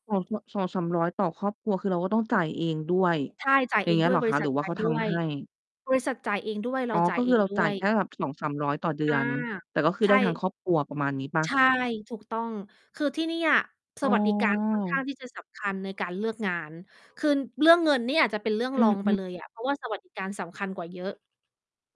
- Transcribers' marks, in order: distorted speech
- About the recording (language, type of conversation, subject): Thai, podcast, การเรียนออนไลน์ส่งผลต่อคุณอย่างไรบ้าง?